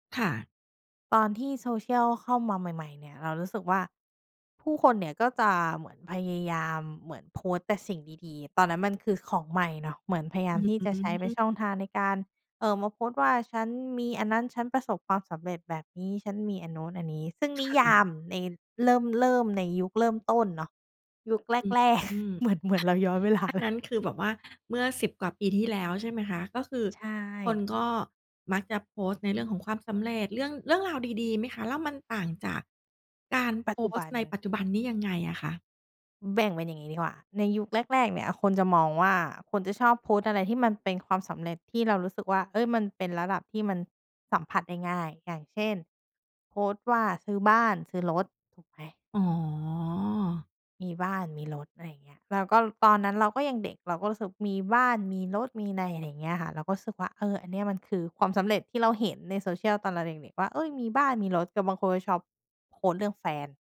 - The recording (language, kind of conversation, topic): Thai, podcast, สังคมออนไลน์เปลี่ยนความหมายของความสำเร็จอย่างไรบ้าง?
- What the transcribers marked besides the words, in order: tapping; laughing while speaking: "แรก เหมือน เหมือน"; laughing while speaking: "เวลาเลย"; drawn out: "อ๋อ"; other background noise